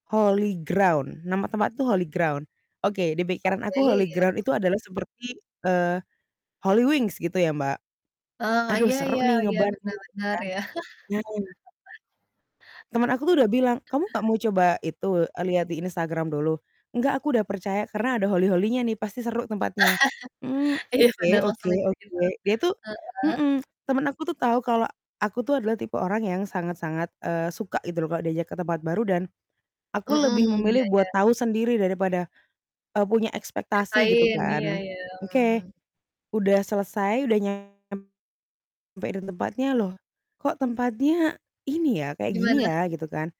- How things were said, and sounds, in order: distorted speech; static; chuckle; laugh; laughing while speaking: "Iya, bener"; in English: "holy-holy-nya"
- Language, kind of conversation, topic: Indonesian, unstructured, Apa yang biasanya membuat pengalaman bepergian terasa mengecewakan?